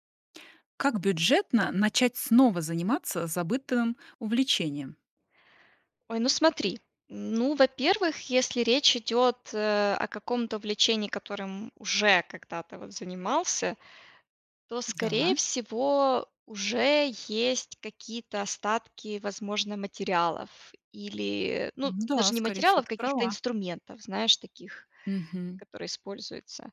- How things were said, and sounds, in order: none
- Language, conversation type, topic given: Russian, podcast, Как бюджетно снова начать заниматься забытым увлечением?